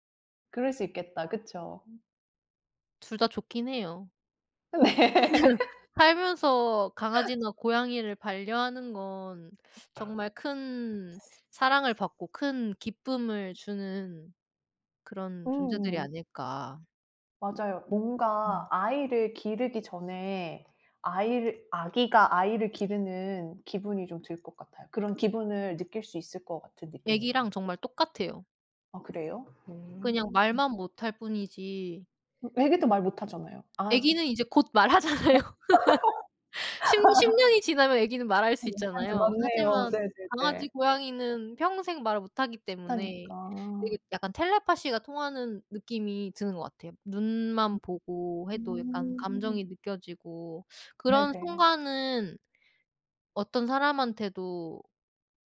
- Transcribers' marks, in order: other background noise; laughing while speaking: "네"; laugh; tapping; laughing while speaking: "말하잖아요"; laugh; laughing while speaking: "아"
- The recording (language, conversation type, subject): Korean, unstructured, 고양이와 강아지 중 어떤 반려동물이 더 사랑스럽다고 생각하시나요?